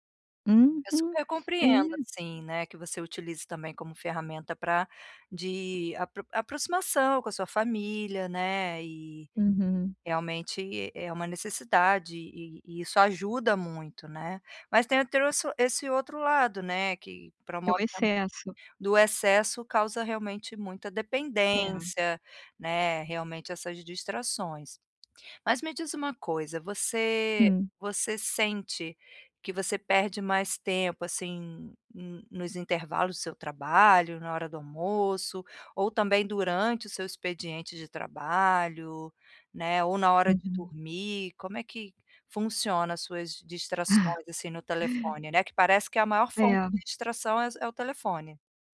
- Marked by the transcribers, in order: tapping; unintelligible speech
- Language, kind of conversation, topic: Portuguese, advice, Como posso reduzir as distrações e melhorar o ambiente para trabalhar ou estudar?